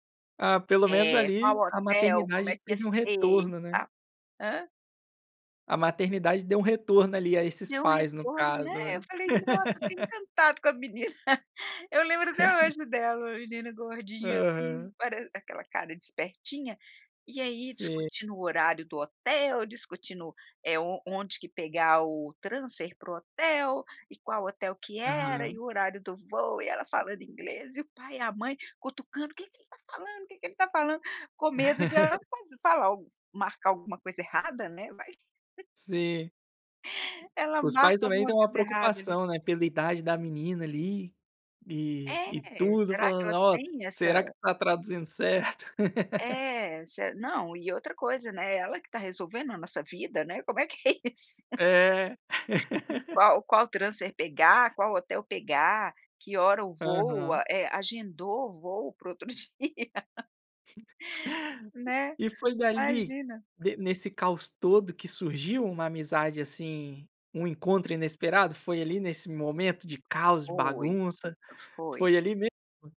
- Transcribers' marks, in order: laugh; chuckle; laugh; chuckle; laugh; laughing while speaking: "isso"; unintelligible speech; laugh; other background noise; laughing while speaking: "dia"; other noise; laughing while speaking: "dia?"; laugh
- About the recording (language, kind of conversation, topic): Portuguese, podcast, Como é que um encontro inesperado acabou virando uma amizade importante na sua vida?